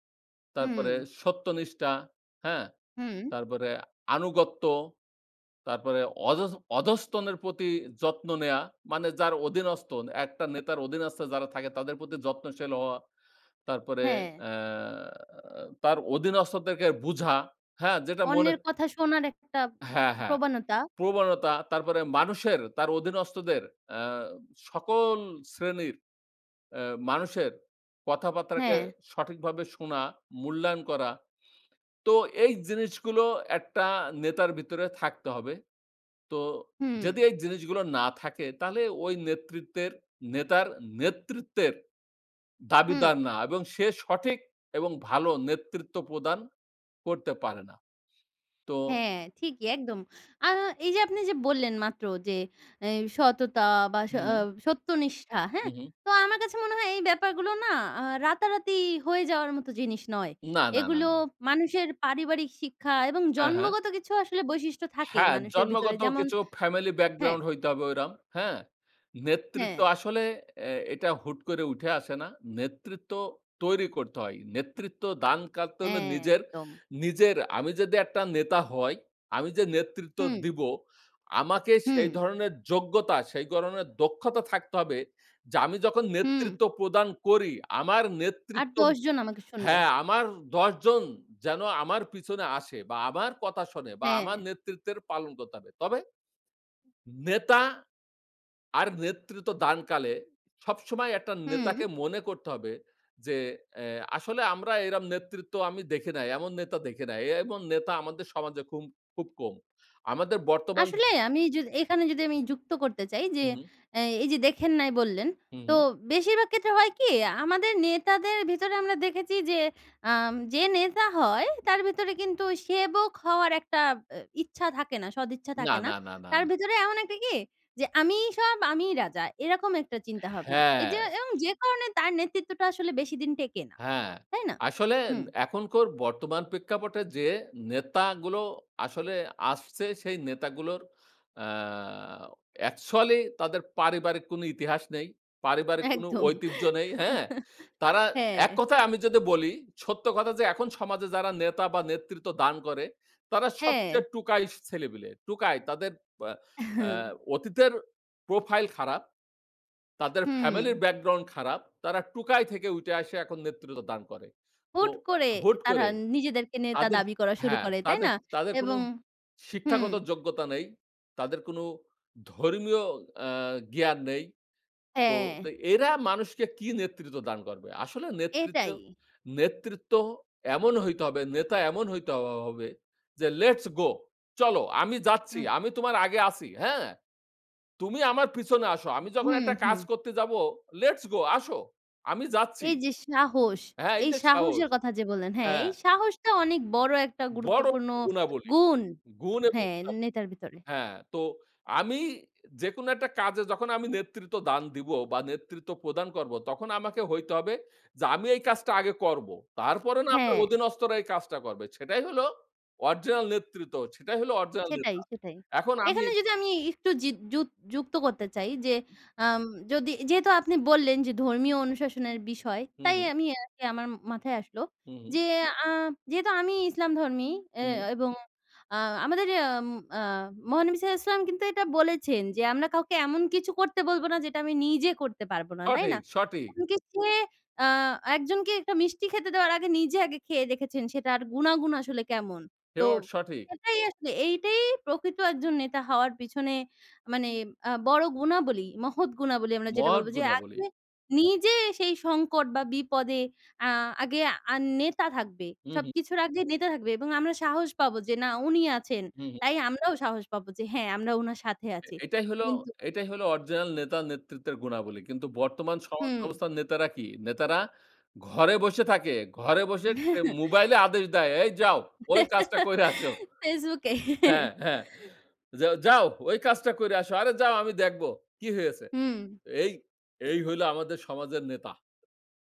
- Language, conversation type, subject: Bengali, unstructured, আপনার মতে ভালো নেতৃত্বের গুণগুলো কী কী?
- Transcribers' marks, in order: "কথাবার্তাকে" said as "কথাবাত্রাকে"; "ওরকম" said as "ওইরাম"; "উঠে" said as "উইঠে"; "ধরনের" said as "গরণের"; "এরকম" said as "এরাম"; drawn out: "হ্যাঁ"; "এখনকার" said as "এখঙ্কর"; giggle; "টোকাই" said as "টুকাই"; "টোকাই" said as "টুকাই"; "টোকাই" said as "টুকাই"; "উঠে" said as "উইঠে"; "আসে" said as "আইসা"; in English: "lets go"; in English: "lets go"; giggle; giggle; "করে" said as "কইরা"; laughing while speaking: "হ্যাঁ"; giggle; "করে" said as "কইরা"